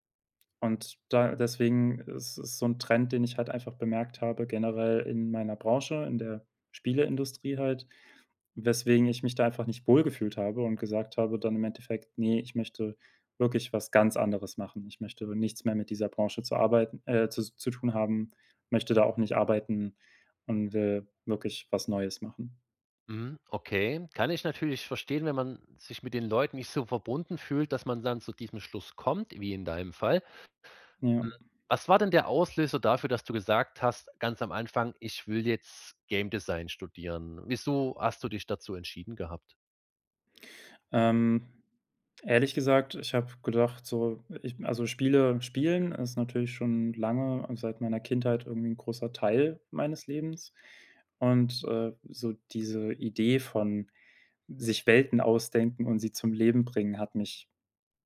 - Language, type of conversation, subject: German, advice, Berufung und Sinn im Leben finden
- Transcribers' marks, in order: none